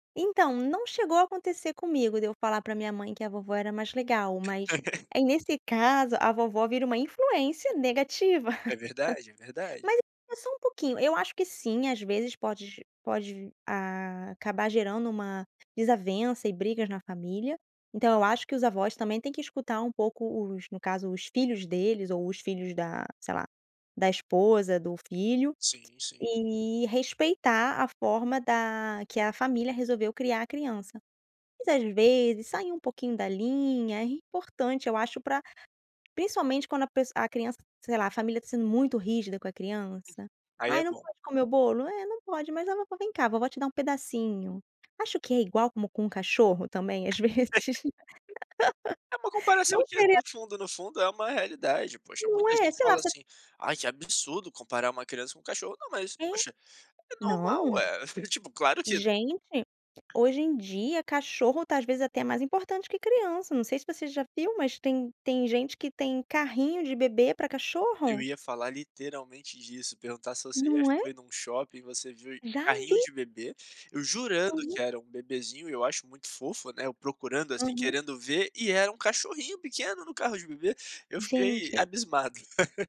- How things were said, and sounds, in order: chuckle; laugh; tapping; other background noise; chuckle; laugh; laugh; laugh
- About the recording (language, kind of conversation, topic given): Portuguese, podcast, De que modo os avós influenciam os valores das crianças?